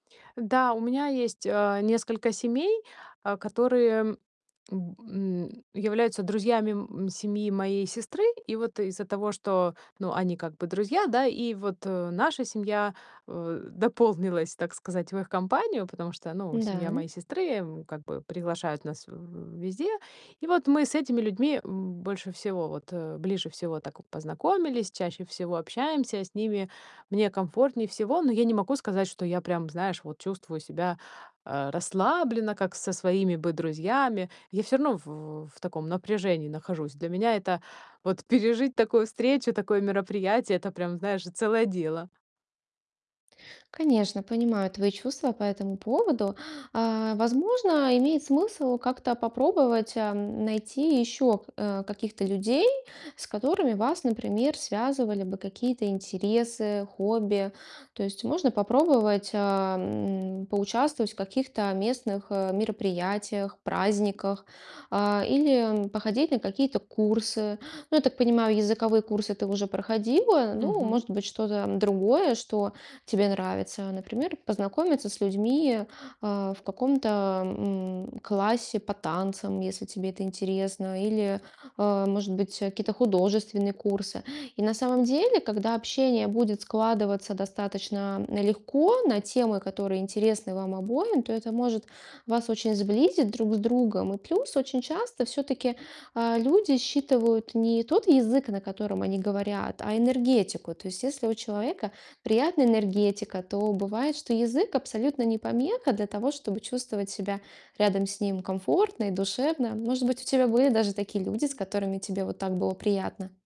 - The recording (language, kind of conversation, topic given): Russian, advice, Как мне быстрее влиться в местное сообщество после переезда?
- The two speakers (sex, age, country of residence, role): female, 35-39, Estonia, advisor; female, 40-44, United States, user
- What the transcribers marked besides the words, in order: distorted speech